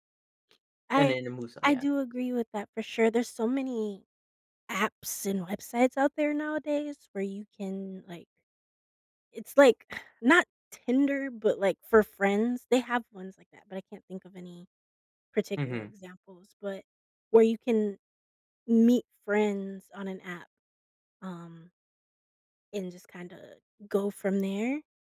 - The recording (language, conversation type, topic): English, unstructured, How have smartphones changed the way we communicate?
- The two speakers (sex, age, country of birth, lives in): female, 30-34, United States, United States; male, 18-19, United States, United States
- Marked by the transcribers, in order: other background noise; exhale